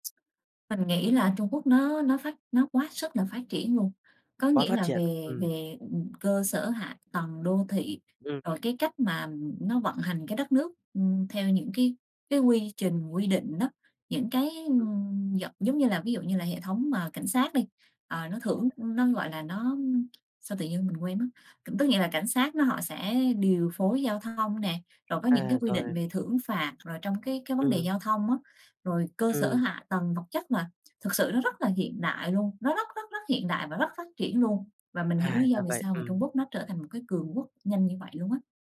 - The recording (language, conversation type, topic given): Vietnamese, podcast, Bạn có thể kể lại một trải nghiệm khám phá văn hóa đã khiến bạn thay đổi quan điểm không?
- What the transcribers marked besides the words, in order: tapping; other background noise; unintelligible speech